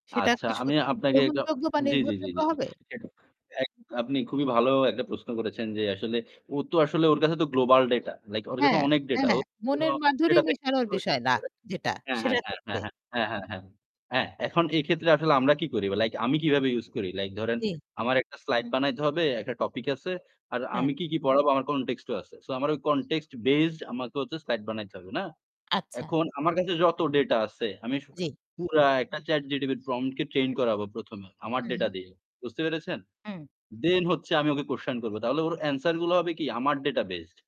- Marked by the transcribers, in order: static; distorted speech; other noise; unintelligible speech; in English: "কনটেক্সট বেসড"
- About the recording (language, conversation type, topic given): Bengali, unstructured, আপনি কীভাবে মনে করেন প্রযুক্তি শিক্ষা ব্যবস্থাকে পরিবর্তন করছে?